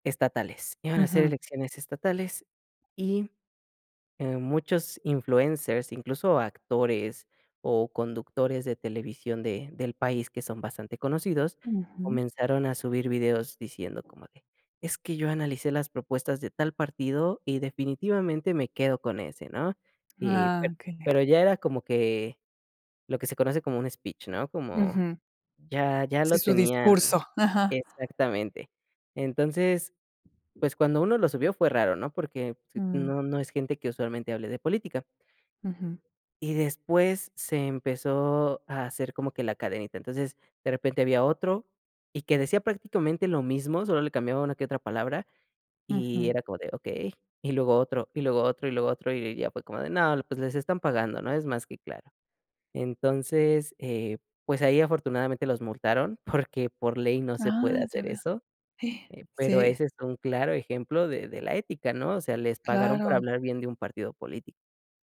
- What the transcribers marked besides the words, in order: tapping; other background noise; laughing while speaking: "porque"; gasp
- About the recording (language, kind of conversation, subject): Spanish, podcast, ¿Cómo ves el impacto de los creadores de contenido en la cultura popular?